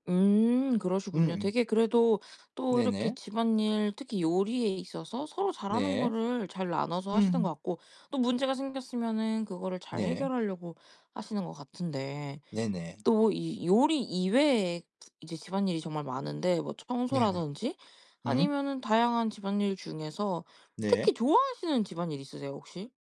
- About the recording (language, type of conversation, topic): Korean, podcast, 집안일 분담이 잘 안될 때 어떻게 해결하세요?
- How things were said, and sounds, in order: none